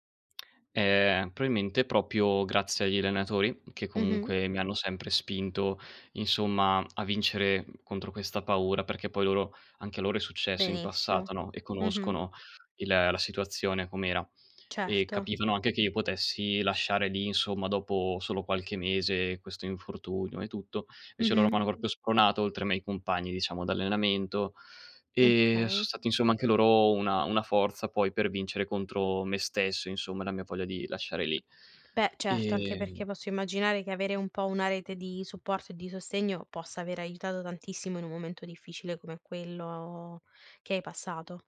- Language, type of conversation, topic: Italian, podcast, Puoi raccontarmi un esempio di un fallimento che poi si è trasformato in un successo?
- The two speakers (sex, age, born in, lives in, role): female, 25-29, Italy, Italy, host; male, 20-24, Italy, Italy, guest
- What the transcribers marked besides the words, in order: "probabilmente" said as "proailmente"; tapping; drawn out: "quello"